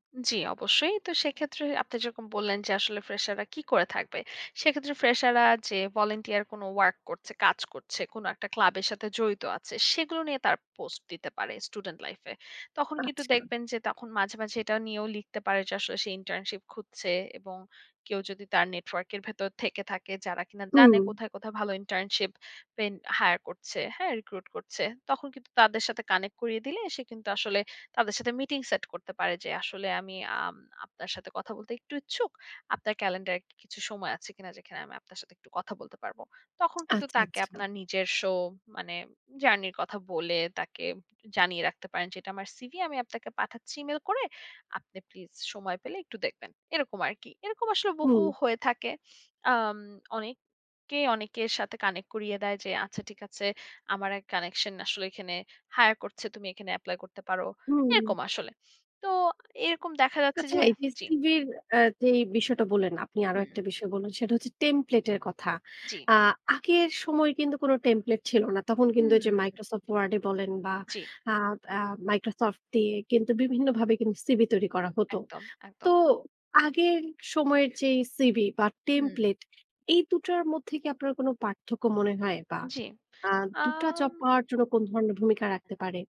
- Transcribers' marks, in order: in English: "fresher"; in English: "fresher"; in English: "volunteer"; in English: "work"; in English: "student life"; in English: "internship"; in English: "internship"; in English: "recruit"; in English: "connect"; in English: "connect"; in English: "connection"; in English: "hire"; in English: "template"; in English: "template"; in English: "template"
- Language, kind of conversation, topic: Bengali, podcast, সিভি লেখার সময় সবচেয়ে বেশি কোন বিষয়টিতে নজর দেওয়া উচিত?